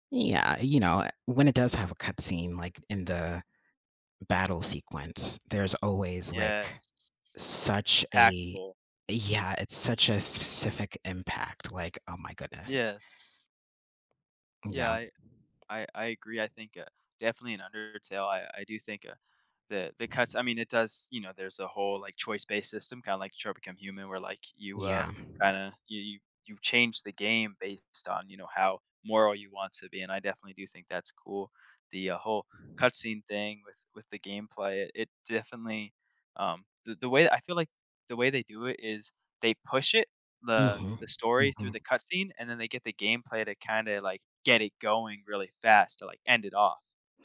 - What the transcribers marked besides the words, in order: tapping
- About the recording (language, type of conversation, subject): English, unstructured, How does the balance between storytelling and gameplay shape our experience of video games?
- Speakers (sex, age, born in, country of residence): male, 18-19, United States, United States; male, 25-29, United States, United States